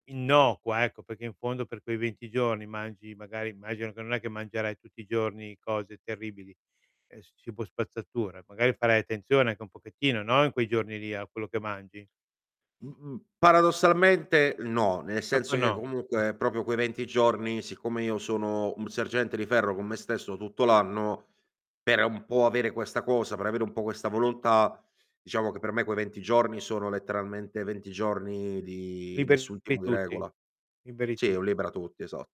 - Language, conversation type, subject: Italian, advice, Come posso riprendere abitudini salutari dopo un periodo di trascuratezza o una vacanza?
- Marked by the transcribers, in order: "perché" said as "pecchè"; "Proprio" said as "popo"; "proprio" said as "propio"; other background noise; distorted speech; "tipo" said as "timu"